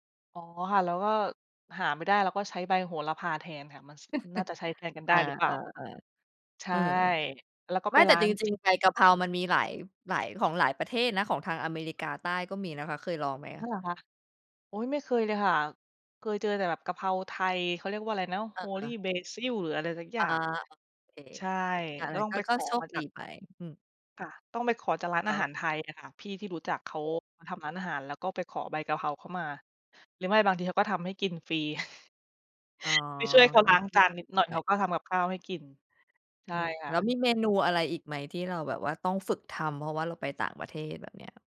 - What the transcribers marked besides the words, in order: chuckle; other background noise; in English: "holy basil"; unintelligible speech; chuckle; tapping
- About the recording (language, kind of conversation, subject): Thai, podcast, คุณชอบอาหารริมทางแบบไหนที่สุด และเพราะอะไร?